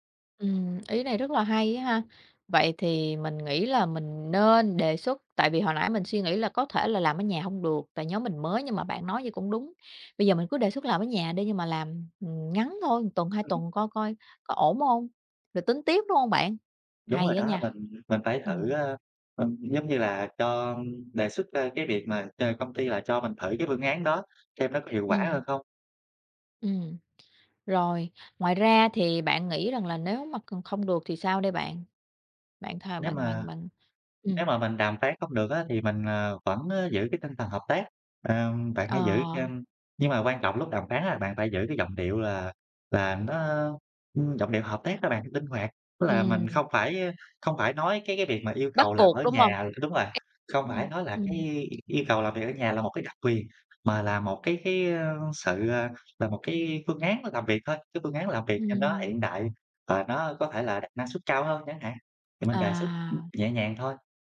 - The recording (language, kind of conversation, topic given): Vietnamese, advice, Làm thế nào để đàm phán các điều kiện làm việc linh hoạt?
- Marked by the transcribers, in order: tapping; other background noise; "một" said as "ừn"; unintelligible speech